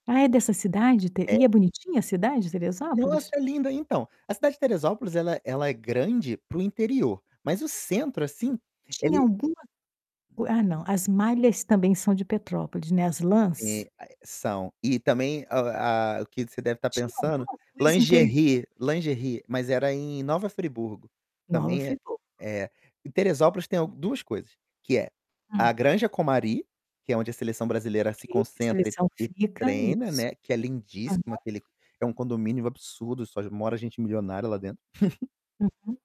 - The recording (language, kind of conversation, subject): Portuguese, podcast, Que história só quem mora aqui conhece?
- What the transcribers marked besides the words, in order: distorted speech; other background noise; static; tapping; chuckle